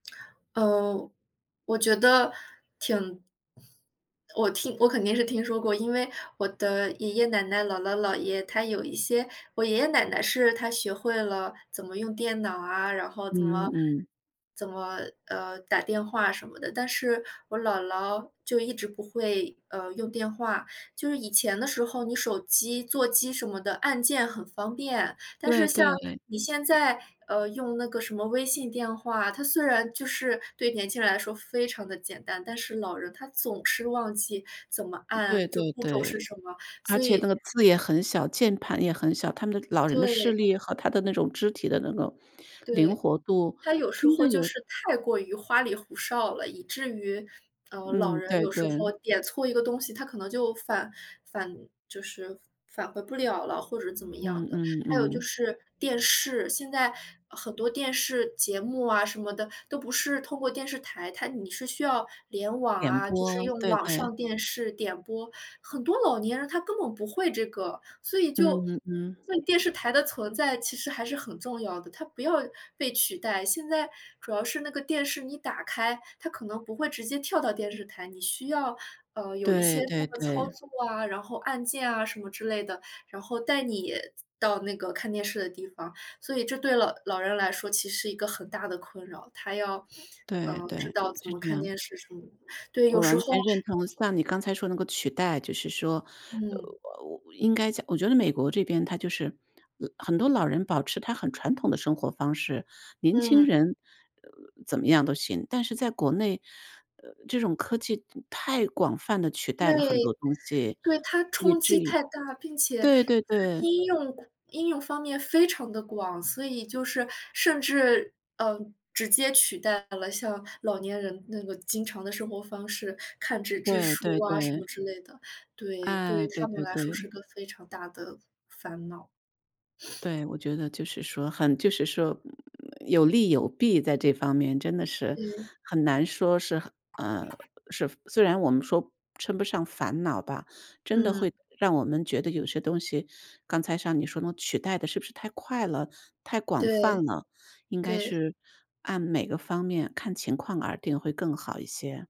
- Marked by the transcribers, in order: other background noise; sniff
- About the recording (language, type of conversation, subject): Chinese, unstructured, 你觉得科技发展带来了哪些烦恼？
- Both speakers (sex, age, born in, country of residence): female, 30-34, China, Germany; female, 55-59, China, United States